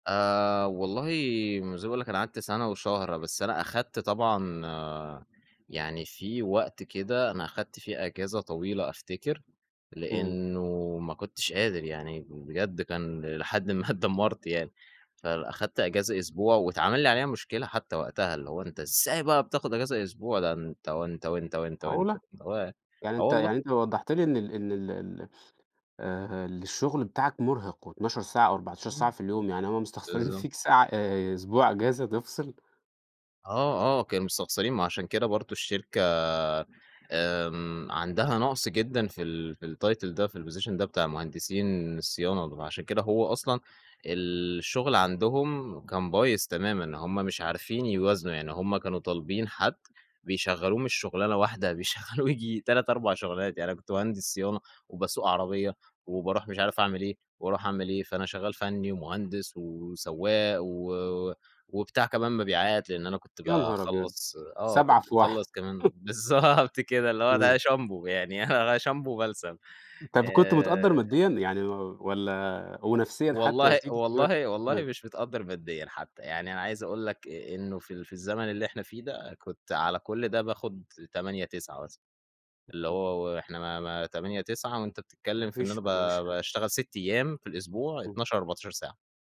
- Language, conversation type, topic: Arabic, podcast, إزاي بتحافظ على توازن حياتك وإبداعك؟
- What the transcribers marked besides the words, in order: laughing while speaking: "اتدمرت"; put-on voice: "إزاي بقى"; laughing while speaking: "مستخسرين فيك ساعة"; in English: "الtitle"; in English: "الpositon"; laughing while speaking: "بيشغلوه ييجي تلات، أربع شغلانات"; chuckle; laughing while speaking: "بالضبط كده اللي هو ده شامبو يعني أنا شامبو وبلسم"; tapping